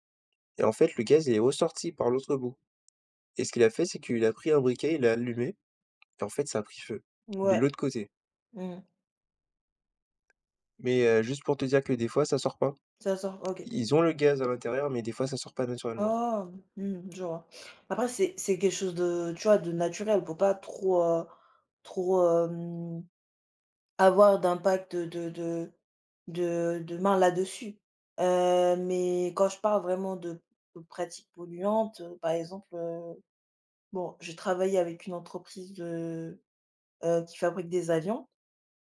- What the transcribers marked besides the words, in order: tapping; drawn out: "Ah"
- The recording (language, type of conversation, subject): French, unstructured, Pourquoi certaines entreprises refusent-elles de changer leurs pratiques polluantes ?